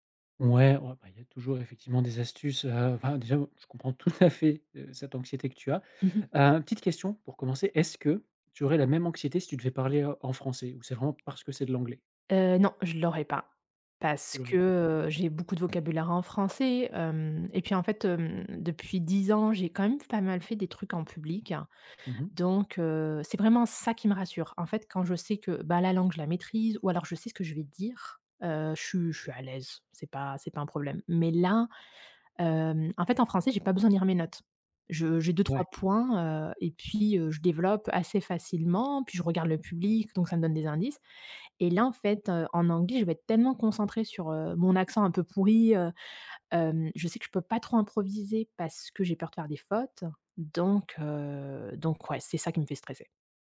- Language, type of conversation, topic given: French, advice, Comment décririez-vous votre anxiété avant de prendre la parole en public ?
- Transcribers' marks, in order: laughing while speaking: "tout à fait"; other background noise; stressed: "ça"